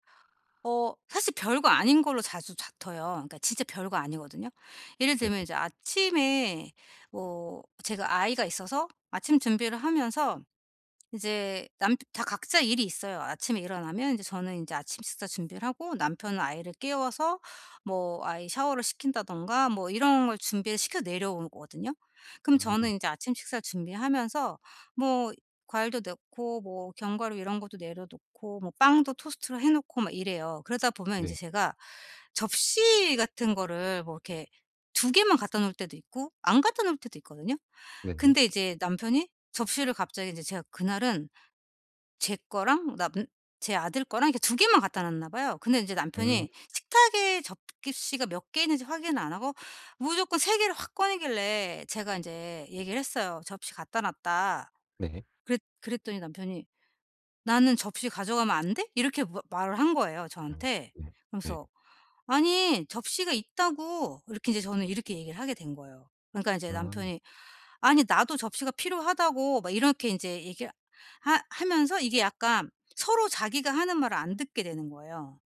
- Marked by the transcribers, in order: tapping
- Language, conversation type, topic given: Korean, advice, 다투는 상황에서 더 효과적으로 소통하려면 어떻게 해야 하나요?